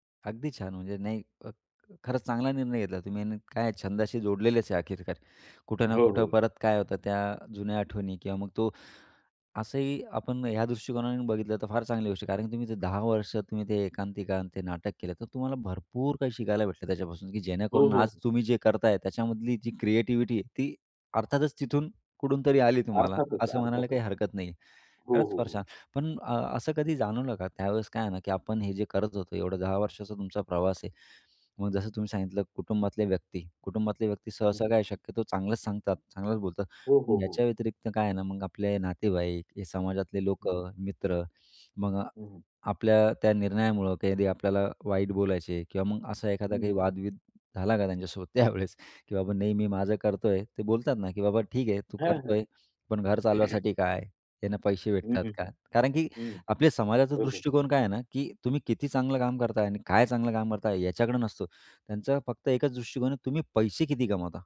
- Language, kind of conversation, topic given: Marathi, podcast, तुम्ही कधी एखादी गोष्ट सोडून दिली आणि त्यातून तुम्हाला सुख मिळाले का?
- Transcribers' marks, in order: tapping; other noise; laughing while speaking: "त्यावेळेस"; throat clearing